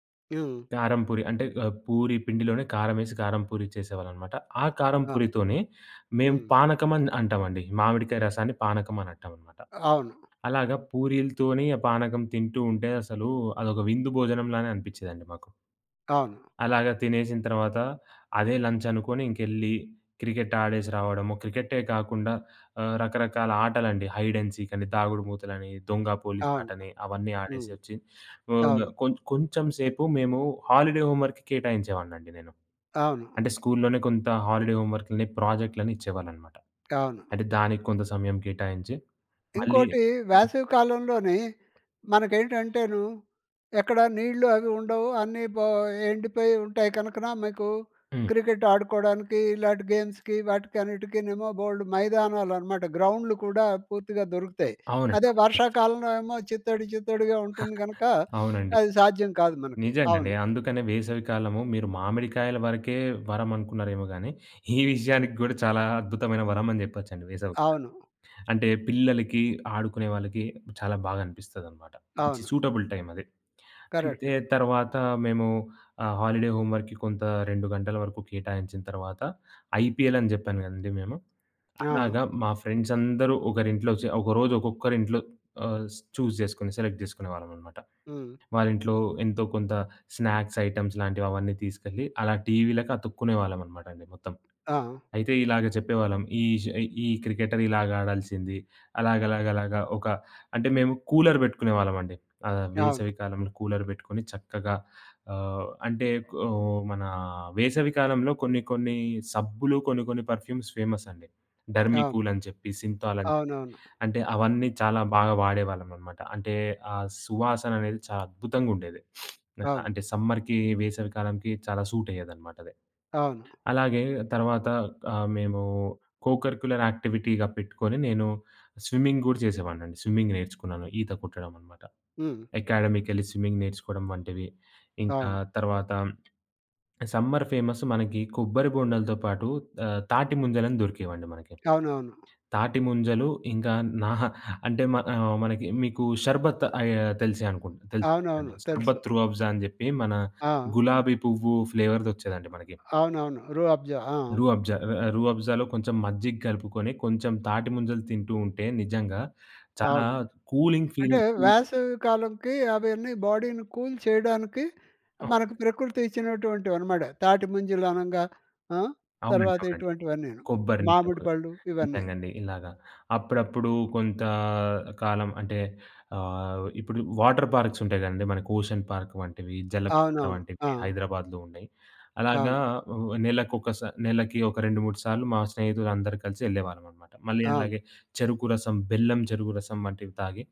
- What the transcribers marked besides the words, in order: other noise; in English: "హైడ్ అండ్"; in English: "హాలిడే హోమ్ వర్క్‌కి"; in English: "హాలిడే"; tapping; in English: "గేమ్స్‌కి"; giggle; sniff; other background noise; in English: "సూటబుల్"; in English: "హాలిడే హోమ్ వర్క్‌కి"; in English: "ఐపీఎల్"; in English: "చూస్"; in English: "సెలెక్ట్"; in English: "స్నాక్స్ ఐటెమ్స్"; in English: "కూలర్"; in English: "కూలర్"; in English: "పర్ఫ్యూమ్స్"; sniff; in English: "సమ్మర్‌కీ"; in English: "కో-కరిక్యులర్ యాక్టివిటీగా"; in English: "స్విమ్మింగ్"; in English: "స్విమ్మింగ్"; in English: "అకాడమీకెళ్ళి స్విమ్మింగ్"; in English: "సమ్మర్"; chuckle; in English: "కూలింగ్ ఫీలింగ్"; in English: "బాడీని కూల్"; in English: "వాటర్ పార్క్స్"; in English: "ఓషన్ పార్క్"
- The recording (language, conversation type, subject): Telugu, podcast, మీ చిన్నతనంలో వేసవికాలం ఎలా గడిచేది?